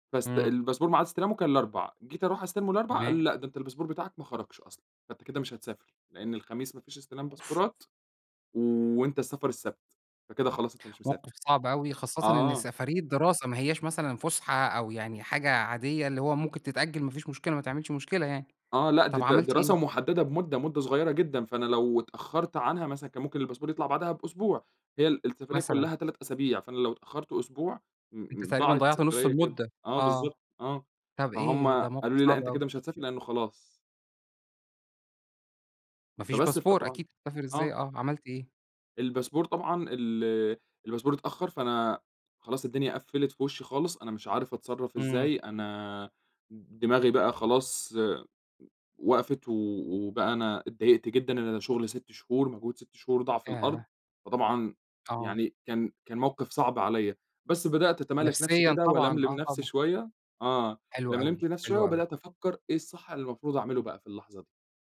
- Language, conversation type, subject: Arabic, podcast, إزاي اتعاملت مع تعطل مفاجئ وإنت مسافر؟
- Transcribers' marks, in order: in English: "الباسبور"; in English: "الباسبور"; in English: "باسبورات"; in English: "الباسبور"; in English: "باسبور"; in English: "الباسبور"; in English: "الباسبور"